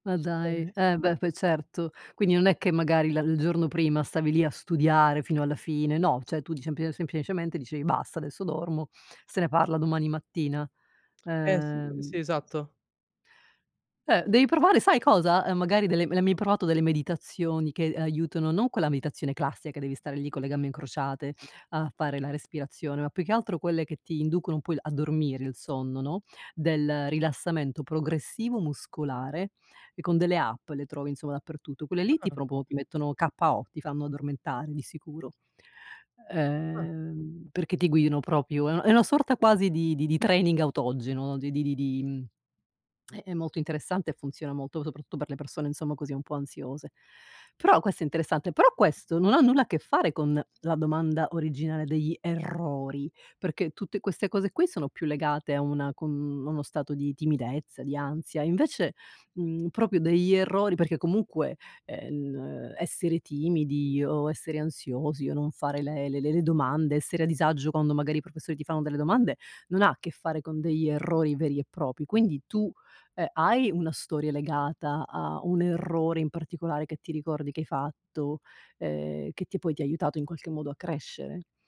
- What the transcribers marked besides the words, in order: unintelligible speech; other background noise; "cioè" said as "ceh"; tsk; "provato" said as "proato"; "proprio" said as "propo"; "guidano" said as "guidno"; tsk; stressed: "errori"; "proprio" said as "propio"; "propri" said as "propi"
- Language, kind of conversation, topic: Italian, podcast, Che ruolo hanno gli errori nel tuo percorso di crescita?